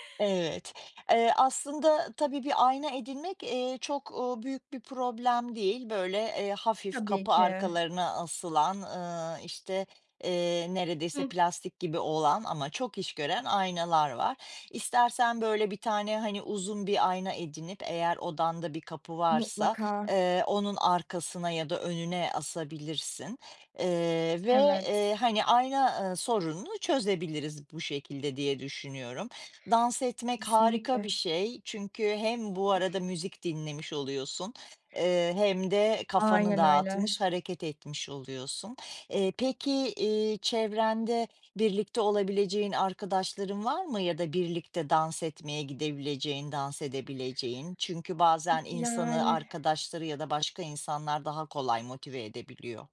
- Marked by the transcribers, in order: chuckle
- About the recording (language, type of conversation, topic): Turkish, advice, Gün içinde hareket etmeyi sık sık unutuyor ve uzun süre oturmaktan dolayı ağrı ile yorgunluk hissediyor musunuz?